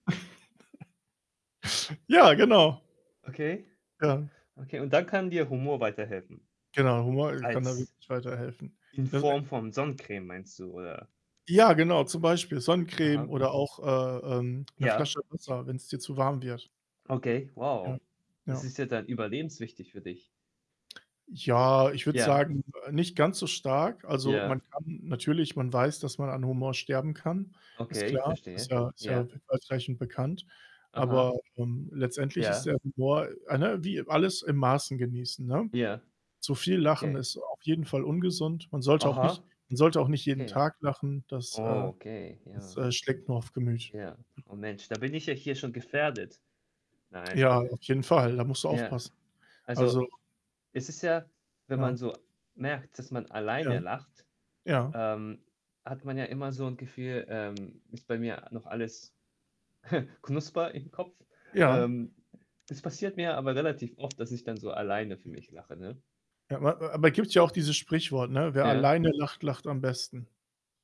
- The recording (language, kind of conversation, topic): German, unstructured, Welche Rolle spielt Humor in deinem Alltag?
- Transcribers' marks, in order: chuckle; static; tapping; distorted speech; other background noise; stressed: "Okay"; snort